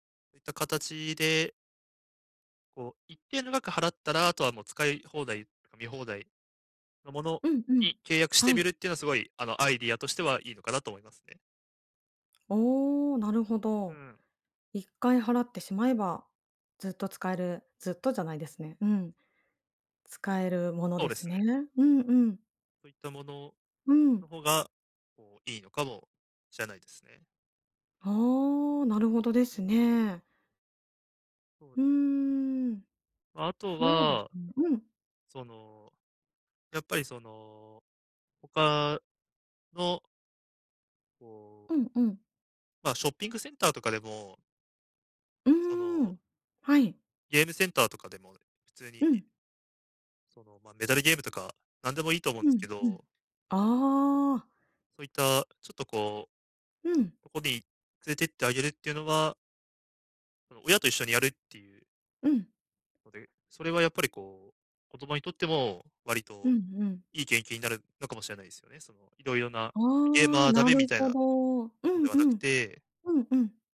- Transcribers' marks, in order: other background noise; tapping
- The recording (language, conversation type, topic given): Japanese, advice, 簡素な生活で経験を増やすにはどうすればよいですか？